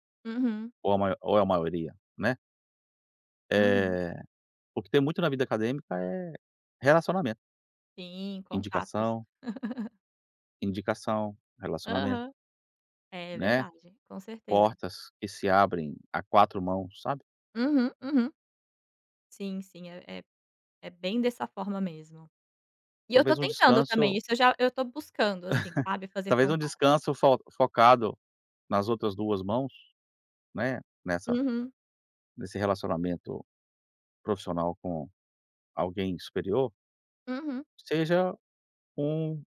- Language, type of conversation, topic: Portuguese, advice, Como você descreve a sensação de desânimo após não alcançar suas metas mensais?
- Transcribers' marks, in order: laugh; laugh